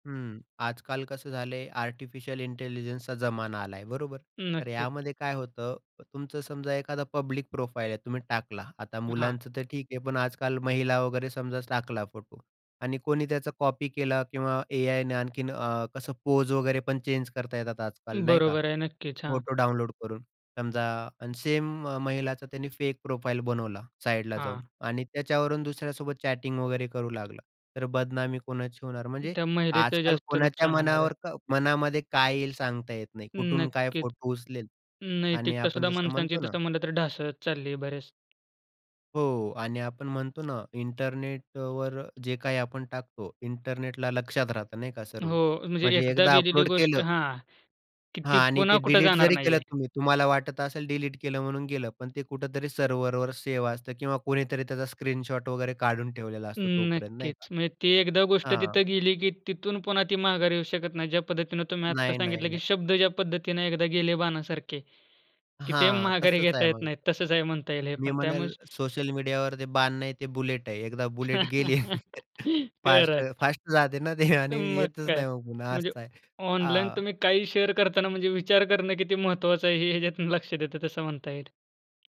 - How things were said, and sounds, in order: in English: "आर्टिफिशियल इंटेलिजन्सचा"; other background noise; tapping; in English: "पब्लिक प्रोफाइल"; in English: "चेंज"; in English: "फेक प्रोफाइल"; in English: "चॅटिंग"; in English: "सर्व्हरवर"; in English: "बुलेट"; laugh; in English: "बुलेट"; laughing while speaking: "गेली, फास्ट, फास्ट जाते ना ते आणि येतच नाही मग पुन्हा"; in English: "शेअर"
- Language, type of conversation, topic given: Marathi, podcast, ऑनलाईन कोणती माहिती शेअर करू नये हे तुम्ही कसे ठरवता?